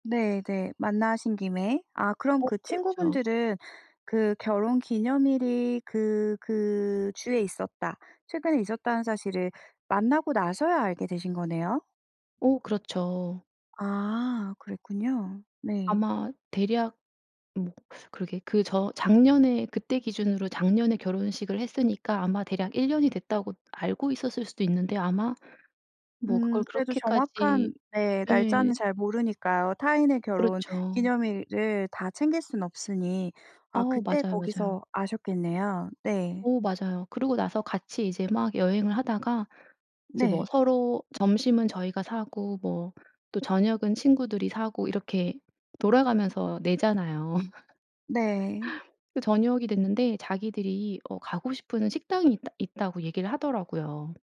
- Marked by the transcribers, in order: other background noise; tapping; laugh
- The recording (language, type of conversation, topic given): Korean, podcast, 가장 기억에 남는 맛있는 식사는 무엇이었나요?